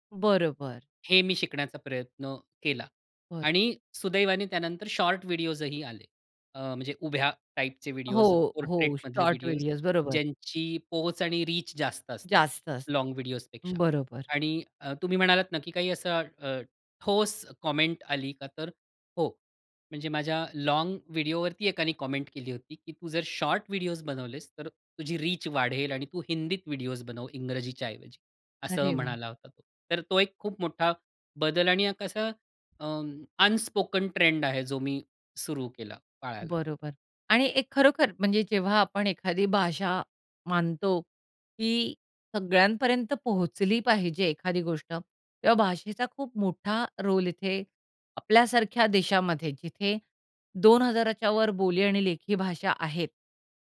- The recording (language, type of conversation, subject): Marathi, podcast, सोशल मीडियामुळे तुमचा सर्जनशील प्रवास कसा बदलला?
- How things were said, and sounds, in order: in English: "टाइपचे"; in English: "पोर्ट्रेटमधले"; in English: "रीच"; in English: "लॉन्ग"; in English: "कॉमेंट"; in English: "लॉन्ग"; in English: "कॉमेंट"; other background noise; in English: "अनस्पोकन"